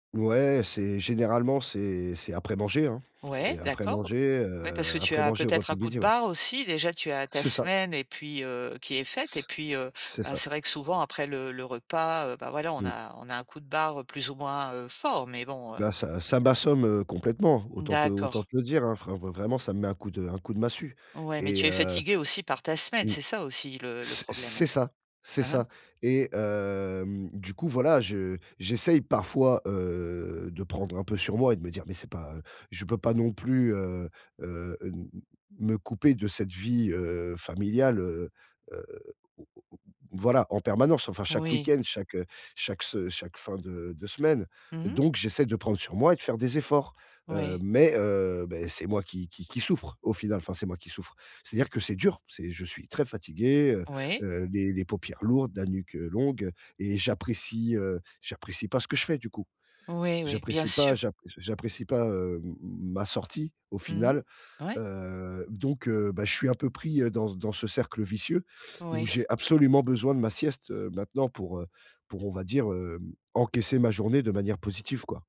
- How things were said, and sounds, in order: tapping
- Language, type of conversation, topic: French, advice, Pourquoi est-ce que je me sens coupable de faire de longues siestes ?